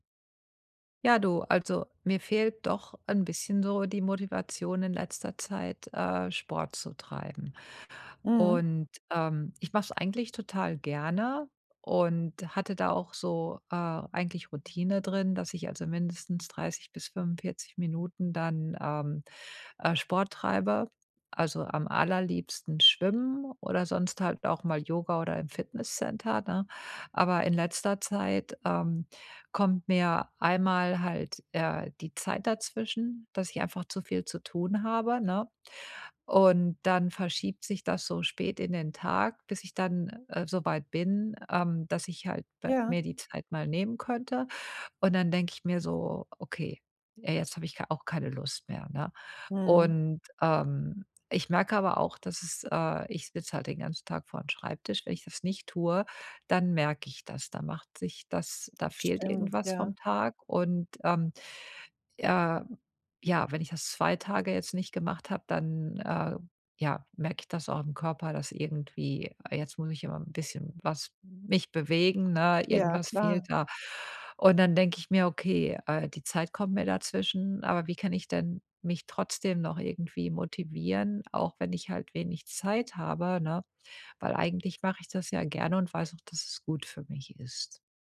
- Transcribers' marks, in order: none
- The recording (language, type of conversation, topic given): German, advice, Wie finde ich die Motivation, regelmäßig Sport zu treiben?